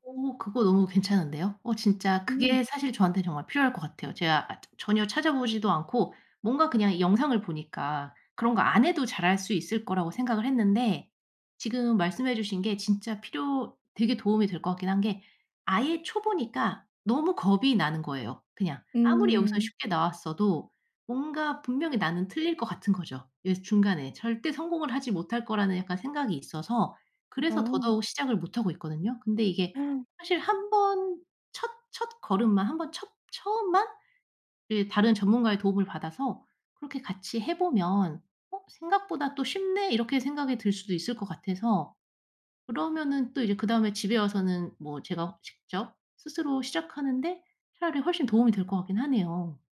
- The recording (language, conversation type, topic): Korean, advice, 왜 일을 시작하는 것을 계속 미루고 회피하게 될까요, 어떻게 도움을 받을 수 있을까요?
- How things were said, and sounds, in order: gasp